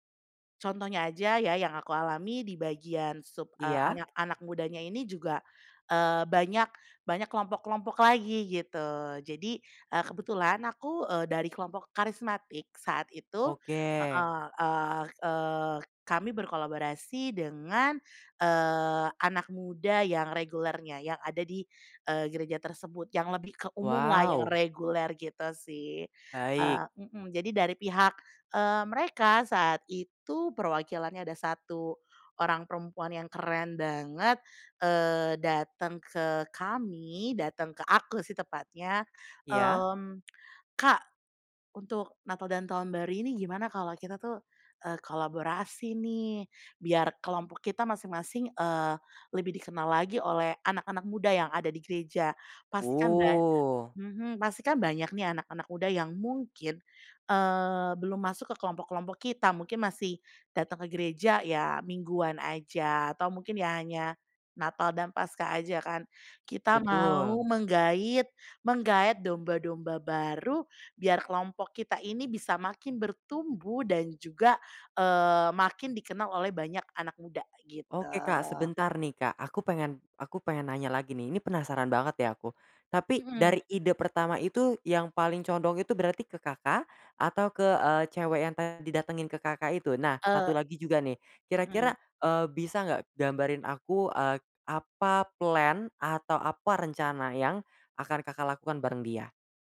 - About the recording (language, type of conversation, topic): Indonesian, podcast, Ceritakan pengalaman kolaborasi kreatif yang paling berkesan buatmu?
- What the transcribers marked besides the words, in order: lip smack; other background noise